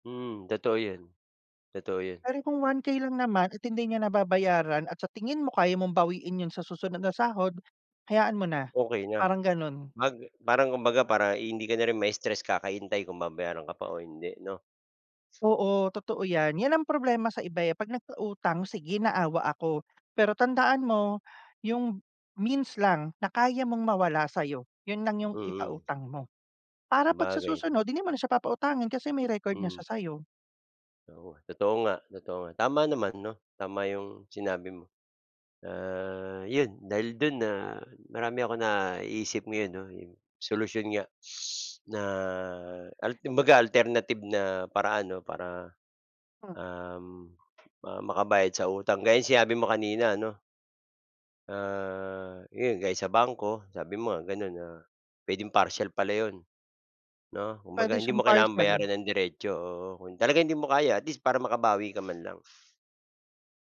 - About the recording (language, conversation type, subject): Filipino, unstructured, Paano mo hinaharap ang utang na hindi mo kayang bayaran?
- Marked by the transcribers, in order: none